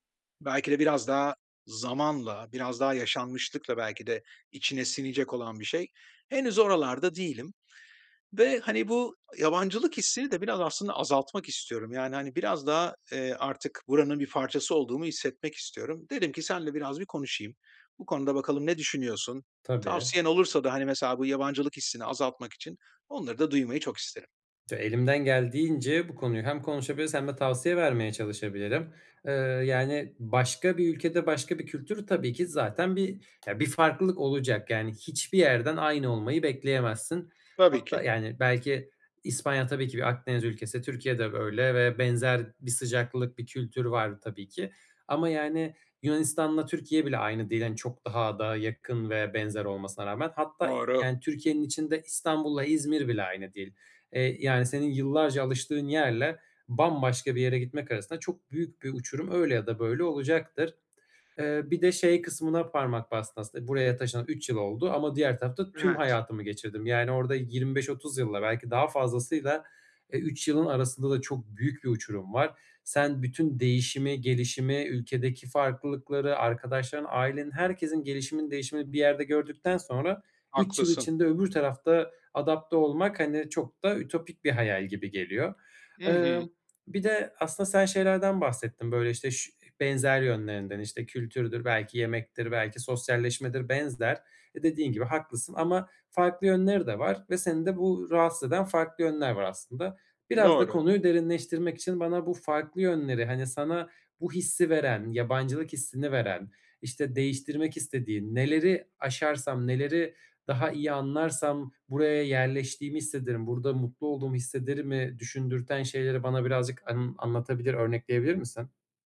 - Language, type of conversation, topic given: Turkish, advice, Yeni bir yerde yabancılık hissini azaltmak için nereden başlamalıyım?
- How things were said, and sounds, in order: other background noise; tapping